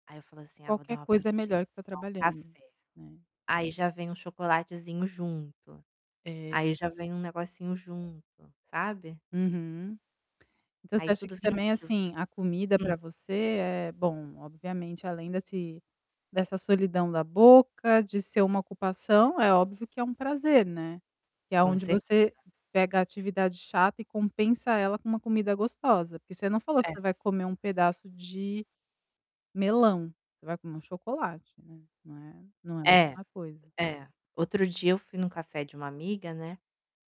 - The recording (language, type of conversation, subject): Portuguese, advice, Como posso diferenciar a fome emocional da fome física?
- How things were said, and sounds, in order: static; other background noise; distorted speech; mechanical hum; tapping